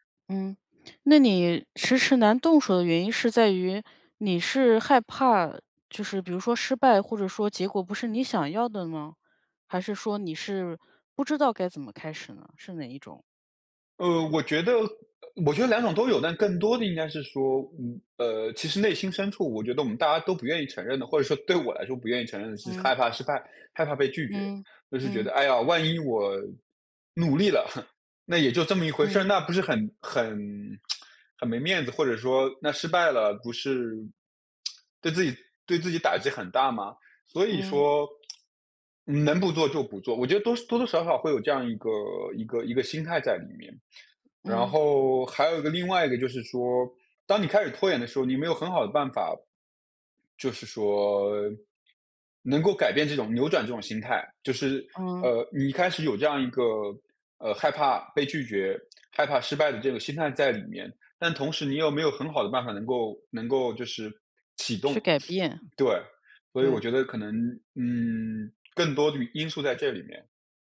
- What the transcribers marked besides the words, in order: chuckle; tsk; tsk; tsk; sniff
- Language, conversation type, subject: Chinese, advice, 我怎样放下完美主义，让作品开始顺畅推进而不再卡住？